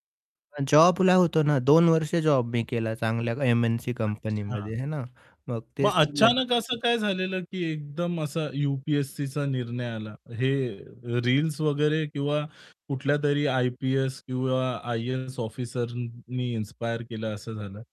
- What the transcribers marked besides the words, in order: static; distorted speech; unintelligible speech
- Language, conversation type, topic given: Marathi, podcast, पुन्हा सुरुवात करण्याची वेळ तुमच्यासाठी कधी आली?